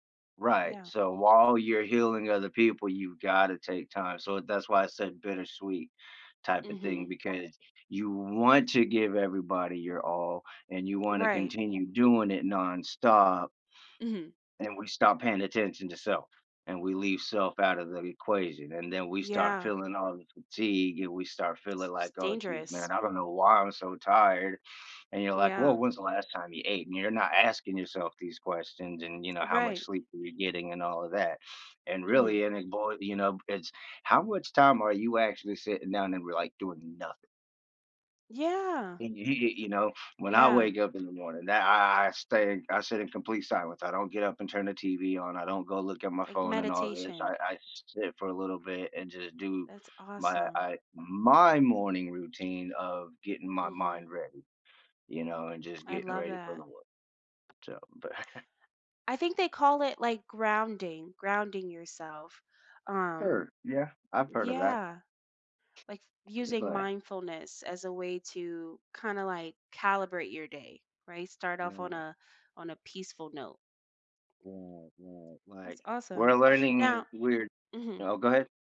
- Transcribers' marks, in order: stressed: "my"; chuckle; other background noise; tapping
- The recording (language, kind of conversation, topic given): English, unstructured, How might having the power to heal influence your choices and relationships?
- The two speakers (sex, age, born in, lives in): female, 25-29, United States, United States; male, 40-44, United States, United States